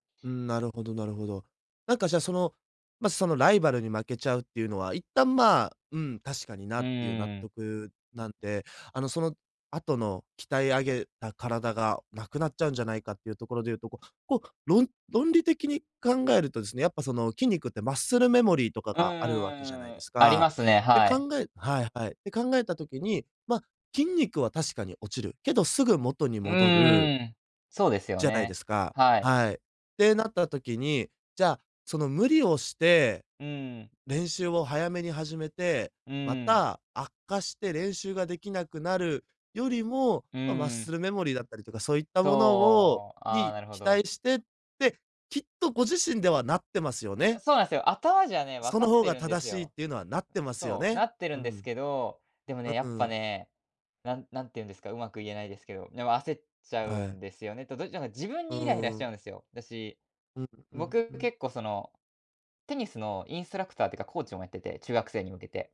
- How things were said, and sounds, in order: none
- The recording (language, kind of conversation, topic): Japanese, advice, 病気やけがの影響で元の習慣に戻れないのではないかと不安を感じていますか？